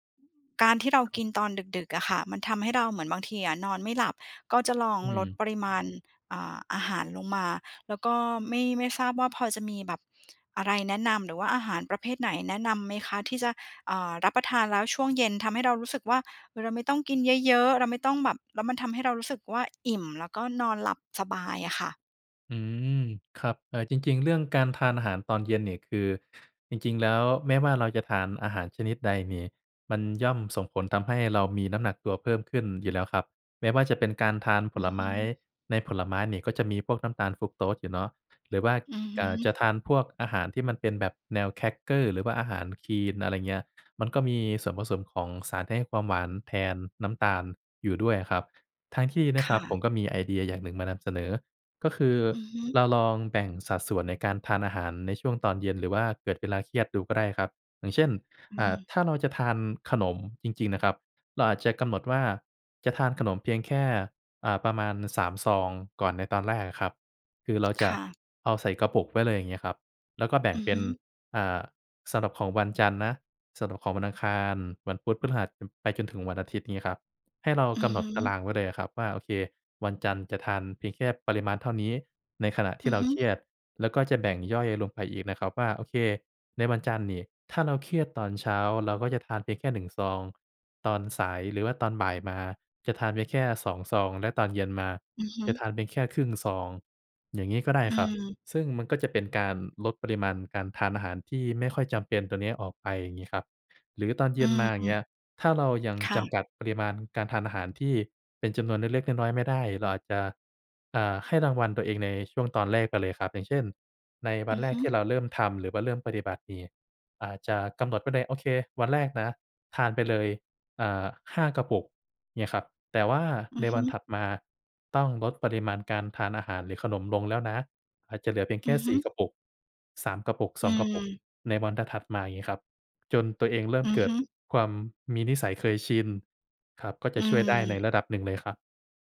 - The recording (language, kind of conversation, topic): Thai, advice, ทำไมฉันถึงกินมากเวลาเครียดแล้วรู้สึกผิด และควรจัดการอย่างไร?
- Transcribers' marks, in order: none